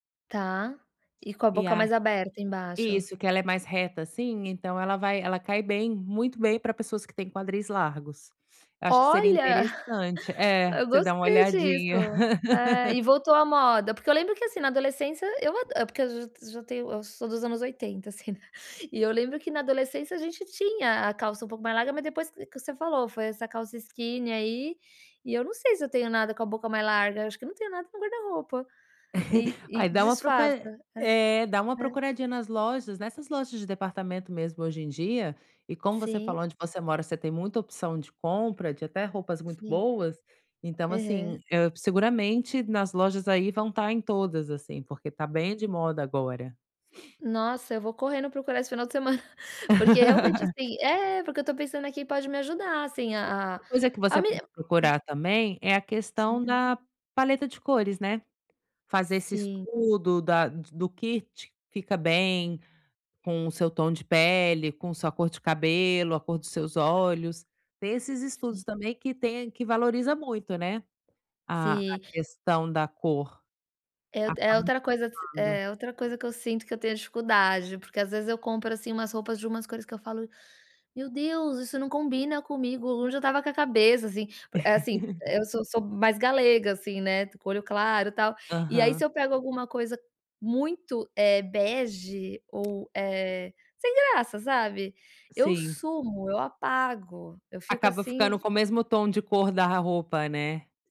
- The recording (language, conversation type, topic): Portuguese, advice, Como posso escolher o tamanho certo e garantir um bom caimento?
- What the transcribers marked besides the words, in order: gasp; laugh; tapping; chuckle; sniff; laugh; gasp; unintelligible speech; laugh